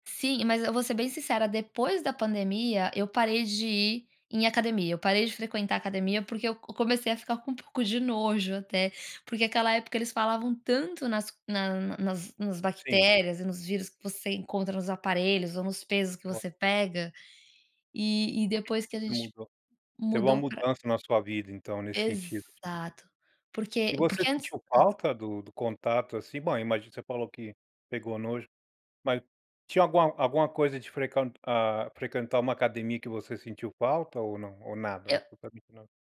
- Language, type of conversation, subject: Portuguese, podcast, Como manter uma rotina saudável na correria do dia a dia?
- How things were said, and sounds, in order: unintelligible speech; unintelligible speech